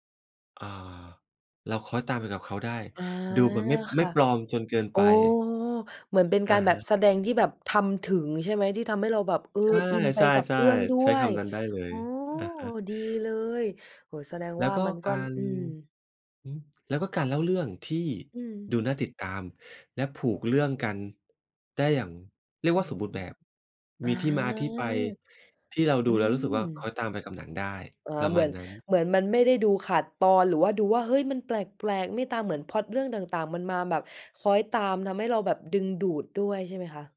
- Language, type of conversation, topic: Thai, podcast, ซีรีส์เรื่องโปรดของคุณคือเรื่องอะไร และทำไมถึงชอบ?
- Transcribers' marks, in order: other background noise